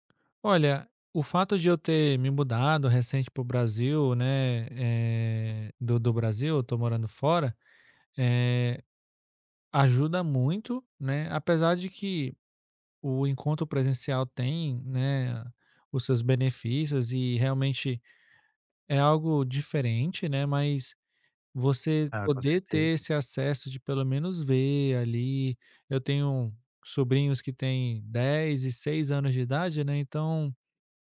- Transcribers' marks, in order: none
- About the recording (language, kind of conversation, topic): Portuguese, podcast, Como o celular e as redes sociais afetam suas amizades?